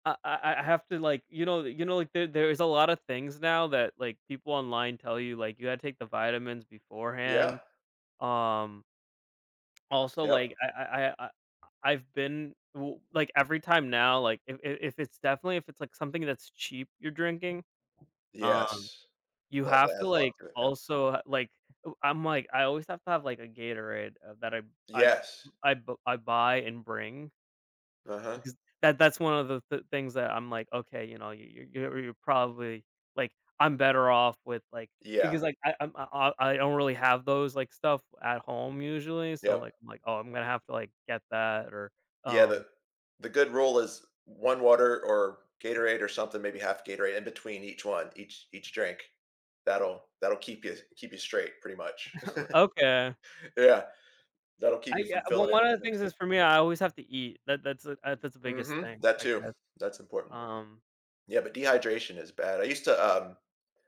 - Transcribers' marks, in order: tapping; chuckle
- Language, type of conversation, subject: English, unstructured, How does regular physical activity impact your daily life and well-being?
- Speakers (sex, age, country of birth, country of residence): male, 30-34, United States, United States; male, 50-54, United States, United States